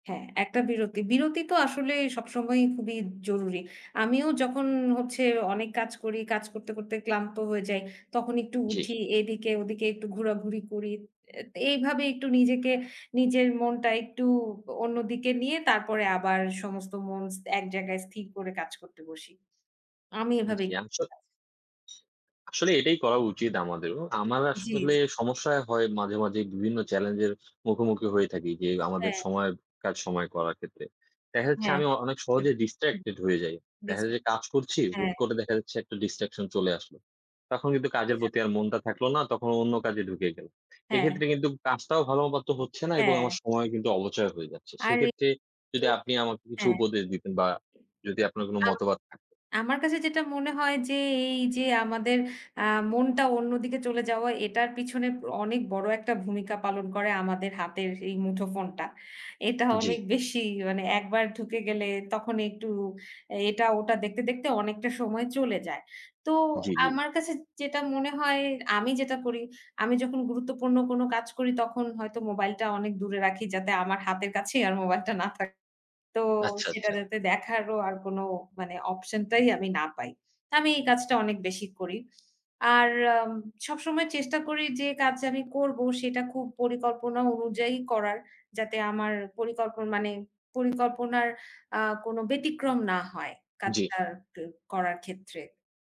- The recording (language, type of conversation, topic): Bengali, unstructured, আপনি কীভাবে নিজের সময় ভালোভাবে পরিচালনা করেন?
- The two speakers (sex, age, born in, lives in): female, 30-34, Bangladesh, Bangladesh; male, 20-24, Bangladesh, Bangladesh
- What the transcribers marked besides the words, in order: other background noise; in English: "distracted"; tapping; unintelligible speech; "অপচয়" said as "অবচয়"; unintelligible speech; "মতামত" said as "মতবাত"; laughing while speaking: "মোবাইলটা না থাকে"; bird